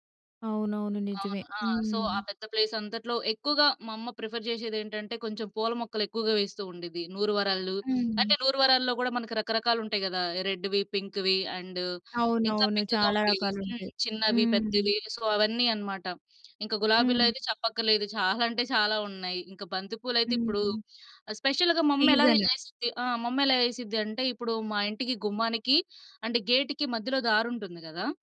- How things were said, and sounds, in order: in English: "సో"; in English: "ప్రిఫర్"; in English: "రెడ్‌వి, పింక్‌వి అండ్"; in English: "పింక్‌గా"; other background noise; in English: "సో"; in English: "స్పెషల్‌గా"; in English: "గేట్‌కి"
- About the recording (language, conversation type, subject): Telugu, podcast, మీ ఇంటి చిన్న తోట లేదా పెరటి పూల తోట గురించి చెప్పగలరా?